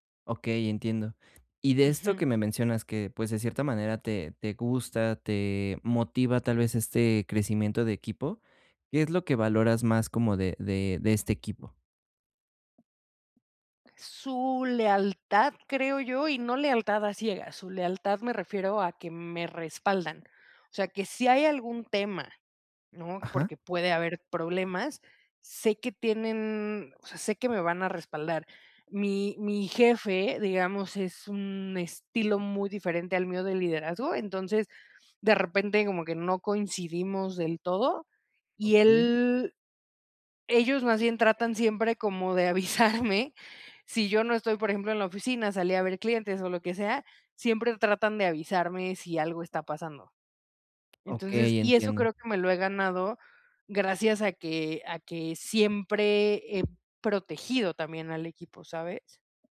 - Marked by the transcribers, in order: tapping; laughing while speaking: "avisarme"
- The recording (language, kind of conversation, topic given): Spanish, advice, ¿Cómo puedo mantener la motivación y el sentido en mi trabajo?